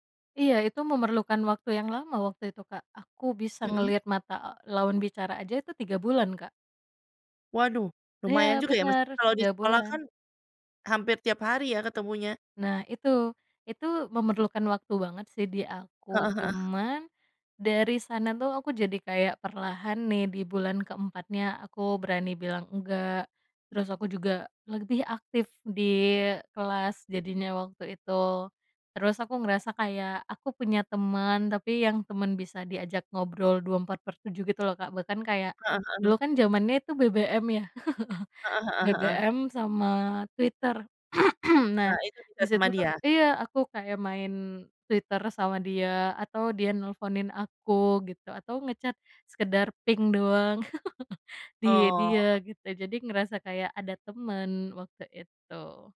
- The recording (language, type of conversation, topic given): Indonesian, podcast, Kapan pertemuan dengan seseorang mengubah arah hidupmu?
- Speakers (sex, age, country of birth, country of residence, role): female, 25-29, Indonesia, Indonesia, guest; female, 40-44, Indonesia, Indonesia, host
- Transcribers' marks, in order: other background noise; laugh; throat clearing; in English: "nge-chat"; laugh